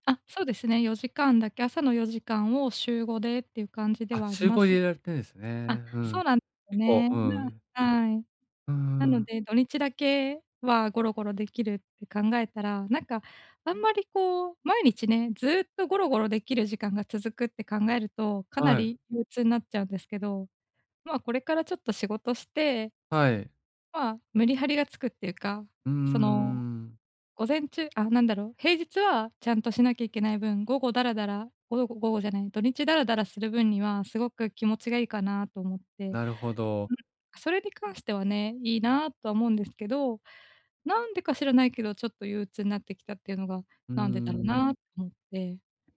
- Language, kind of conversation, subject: Japanese, advice, モチベーションを維持するためには、どのようなフィードバックをすればよいですか？
- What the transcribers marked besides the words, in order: tapping